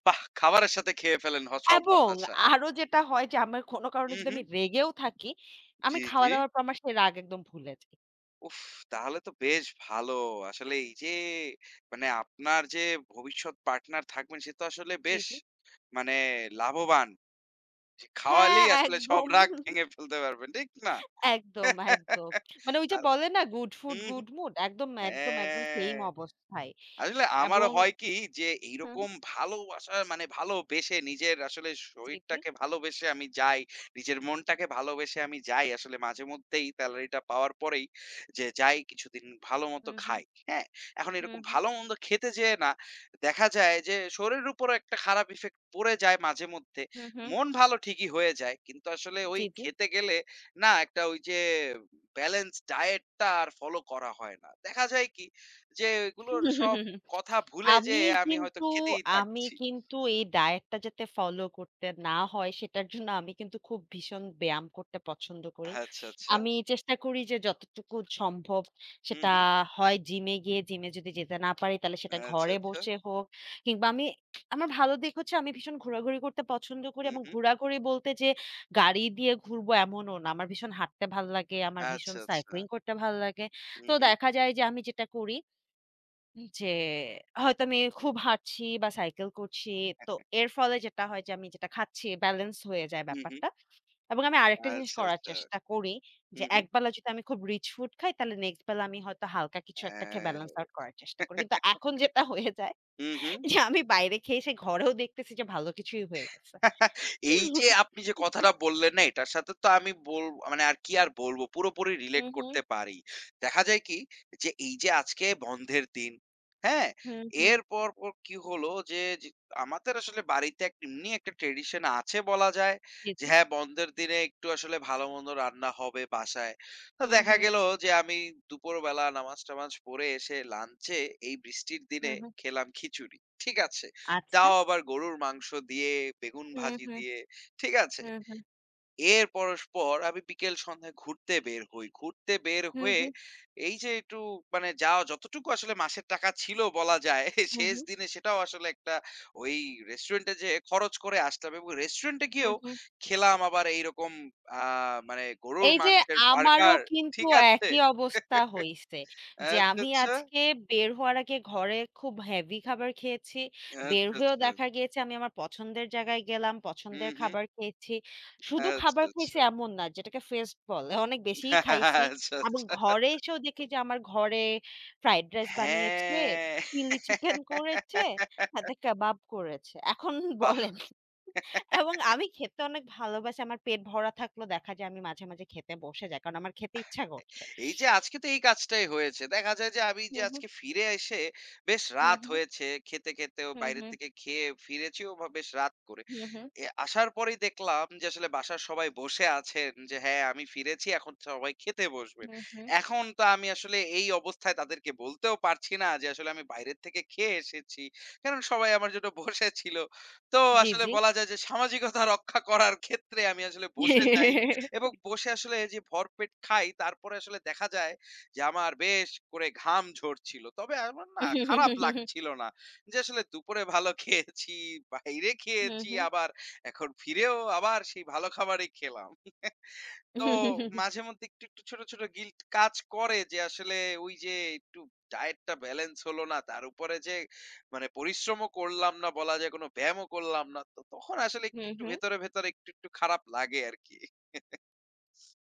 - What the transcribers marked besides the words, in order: tapping; laughing while speaking: "একদম"; laugh; chuckle; laughing while speaking: "একদম, একদম"; drawn out: "হ্যাঁ"; other background noise; other noise; chuckle; chuckle; chuckle; laughing while speaking: "হয়ে যায় যে আমি বাইরে খেয়ে এসে ঘরেও"; chuckle; chuckle; horn; laughing while speaking: "যায়"; chuckle; laughing while speaking: "আচ্ছা, আচ্ছা"; drawn out: "হ্যাঁ"; laughing while speaking: "চিকেন করেছে"; laugh; laughing while speaking: "এখন বলেন"; chuckle; chuckle; laughing while speaking: "বসে"; laughing while speaking: "সামাজিকতা রক্ষা করার ক্ষেত্রে আমি আসলে বসে যাই"; laugh; chuckle; laughing while speaking: "ভালো খেয়েছি, বাইরে খেয়েছি আবার এখন ফিরেও আবার সেই ভালো খাবারই খেলাম"; chuckle; chuckle
- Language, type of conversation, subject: Bengali, unstructured, টাকা নিয়ে আপনার সবচেয়ে আনন্দের মুহূর্ত কোনটি?